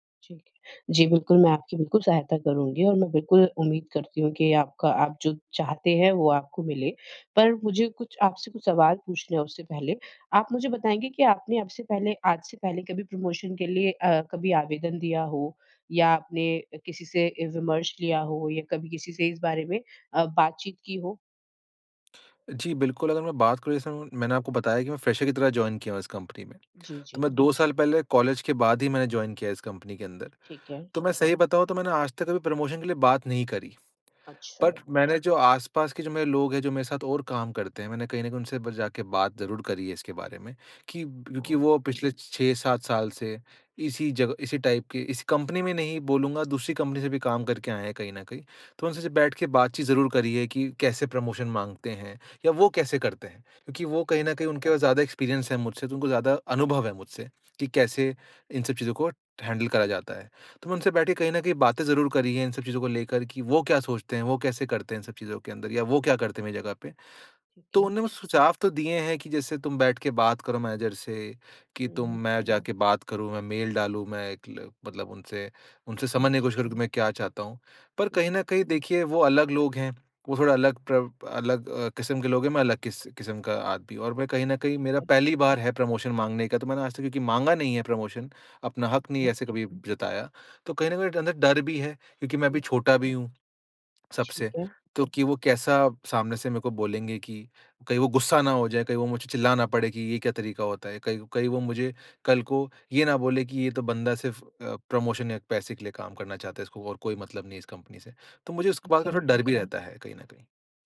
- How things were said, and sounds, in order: in English: "प्रमोशन"; in English: "फ्रेशर"; in English: "जॉइन"; in English: "जॉइन"; in English: "प्रमोशन"; in English: "बट"; in English: "टाइप"; in English: "प्रमोशन"; in English: "एक्सपीरियंस"; in English: "हैंडल"; in English: "मैनेजर"; other noise; in English: "प्रमोशन"; in English: "प्रमोशन"; in English: "प्रमोशन"
- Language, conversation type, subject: Hindi, advice, प्रमोशन के लिए आवेदन करते समय आपको असुरक्षा क्यों महसूस होती है?